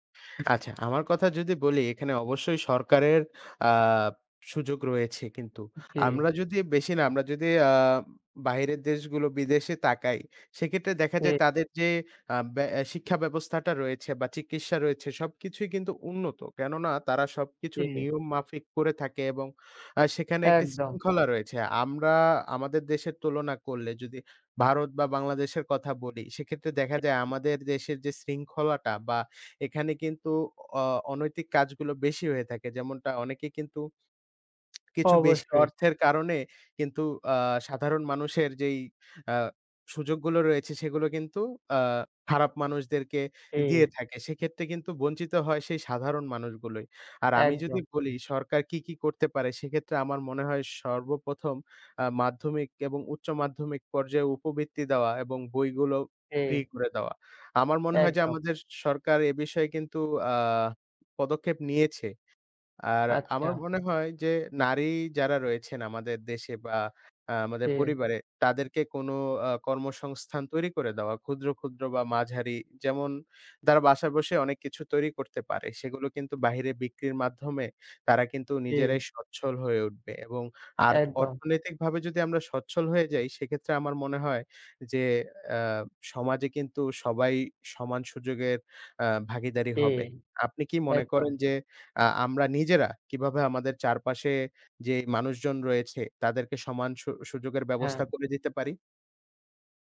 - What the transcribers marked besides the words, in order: other background noise; unintelligible speech; tapping
- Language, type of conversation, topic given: Bengali, unstructured, আপনার কি মনে হয়, সমাজে সবাই কি সমান সুযোগ পায়?